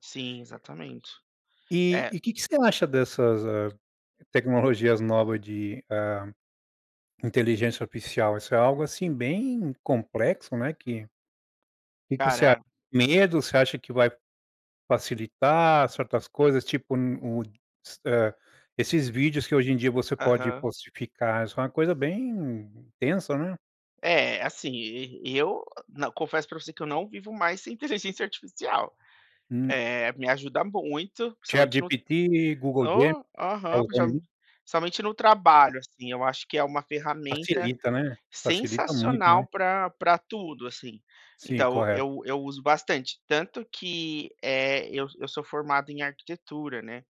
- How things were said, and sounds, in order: "oficial" said as "artificial"; put-on voice: "ChatGPT, Google Gemini"
- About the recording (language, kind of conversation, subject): Portuguese, podcast, Como a tecnologia mudou sua rotina diária?